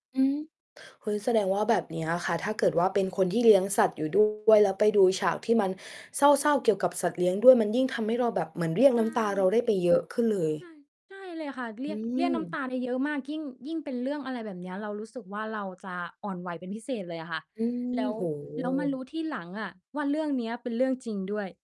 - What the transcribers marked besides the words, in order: distorted speech
- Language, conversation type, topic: Thai, podcast, ทำไมหนังบางเรื่องถึงทำให้เราร้องไห้ได้ง่ายเมื่อดู?